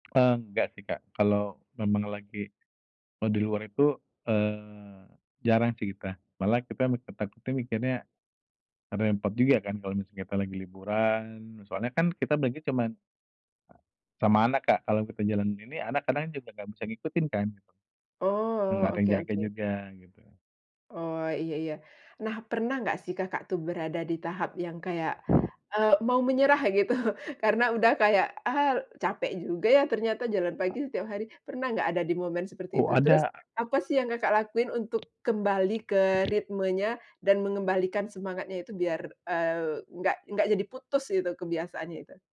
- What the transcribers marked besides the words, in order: laughing while speaking: "gitu"; other background noise
- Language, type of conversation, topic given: Indonesian, podcast, Bagaimana cara kamu mulai membangun kebiasaan baru?